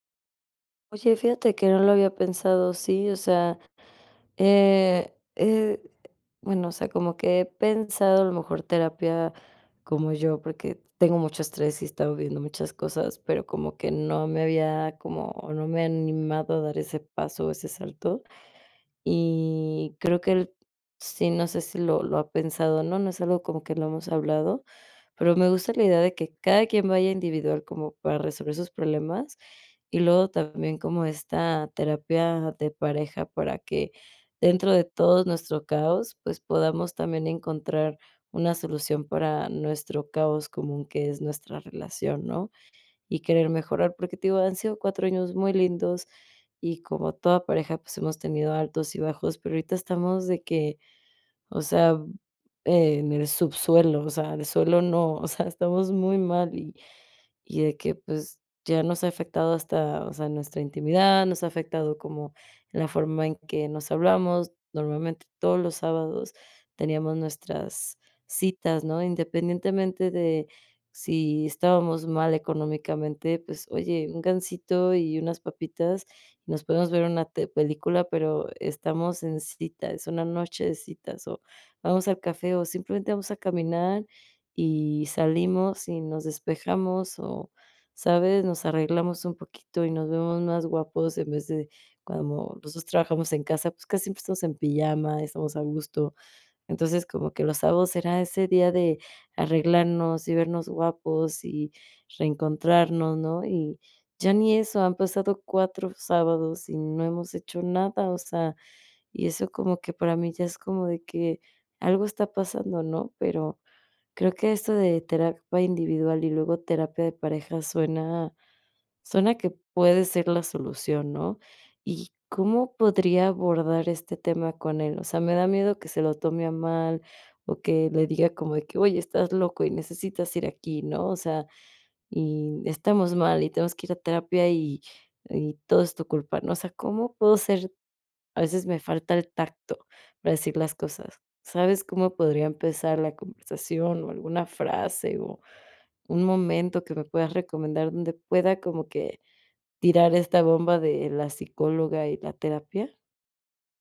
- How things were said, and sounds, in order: laughing while speaking: "o sea"
- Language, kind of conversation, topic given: Spanish, advice, ¿Cómo puedo manejar un conflicto de pareja cuando uno quiere quedarse y el otro quiere regresar?
- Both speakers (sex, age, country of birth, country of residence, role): female, 25-29, United States, Mexico, advisor; female, 30-34, United States, United States, user